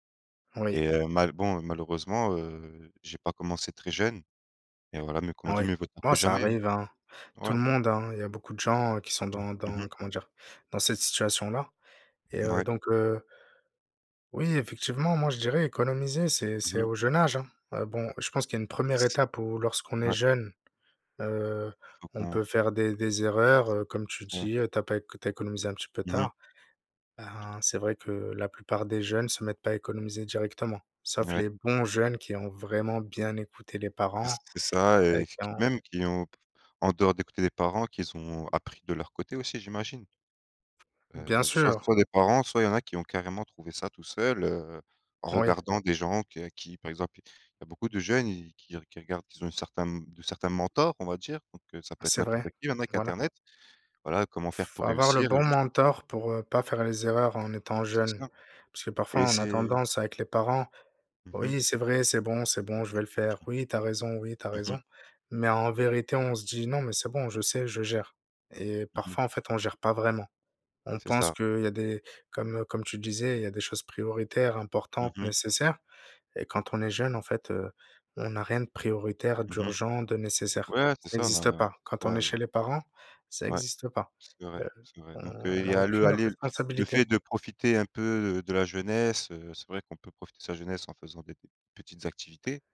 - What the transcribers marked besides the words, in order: other background noise; tapping; unintelligible speech; stressed: "bons"; stressed: "mentor"; chuckle
- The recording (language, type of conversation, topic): French, unstructured, Comment décidez-vous quand dépenser ou économiser ?